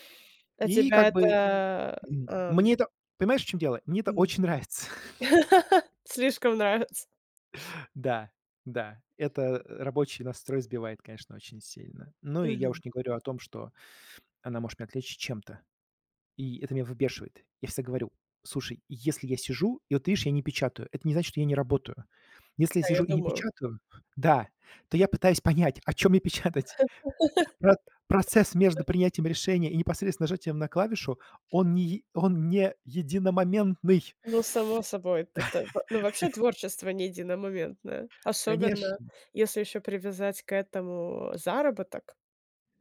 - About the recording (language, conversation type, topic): Russian, podcast, Что помогает тебе быстрее начать творить?
- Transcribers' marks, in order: laugh; chuckle; other background noise; laughing while speaking: "о чём мне печатать"; laugh; tapping; other noise; laugh